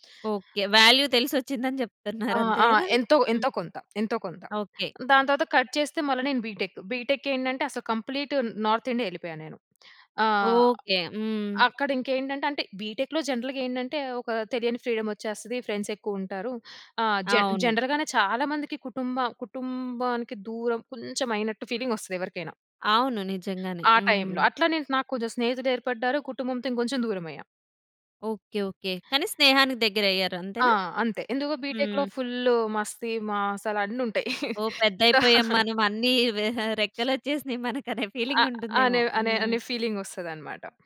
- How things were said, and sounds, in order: in English: "వాల్యూ"; in English: "కట్"; in English: "బీటెక్. బీటెక్"; in English: "కంప్లీట్"; in English: "బీటెక్‌లో జనరల్‌గా"; in English: "ఫ్రీడమ్"; in English: "ఫ్రెండ్స్"; in English: "జన్ జనరల్‌గానే"; in English: "ఫీలింగ్"; in English: "టైమ్‌ల"; other background noise; in English: "బిటెక్‌లో ఫుల్"; in English: "సో"; laughing while speaking: "సో"; laughing while speaking: "రెక్కలు వచ్చేసినాయి మనకు అనే ఫీలింగ్"; in English: "ఫీలింగ్"; in English: "ఫీలింగ్"
- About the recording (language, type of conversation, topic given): Telugu, podcast, స్నేహితులు, కుటుంబంతో కలిసి ఉండటం మీ మానసిక ఆరోగ్యానికి ఎలా సహాయపడుతుంది?